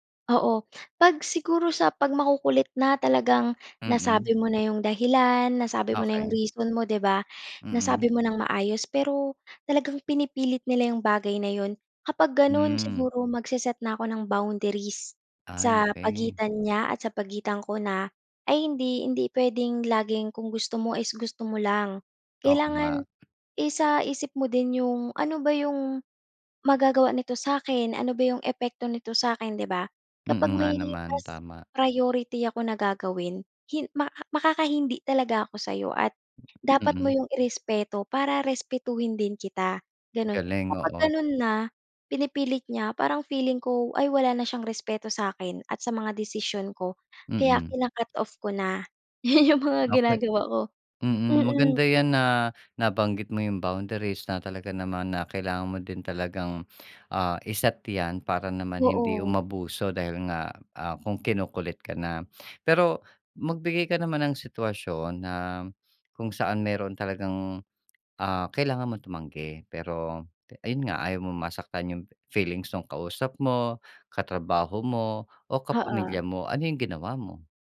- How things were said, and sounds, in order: fan; other background noise
- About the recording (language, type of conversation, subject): Filipino, podcast, Paano ka tumatanggi nang hindi nakakasakit?